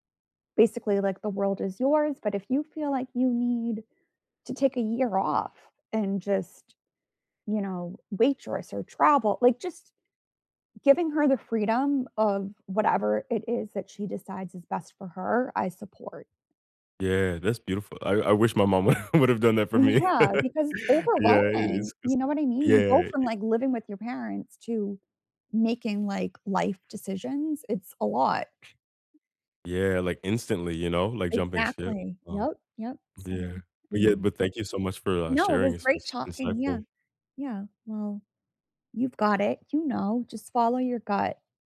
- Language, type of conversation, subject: English, unstructured, Have you ever felt like you had to hide your true self?
- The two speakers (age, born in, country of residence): 30-34, United States, United States; 40-44, United States, United States
- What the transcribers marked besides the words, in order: chuckle; laughing while speaking: "would"; tapping; chuckle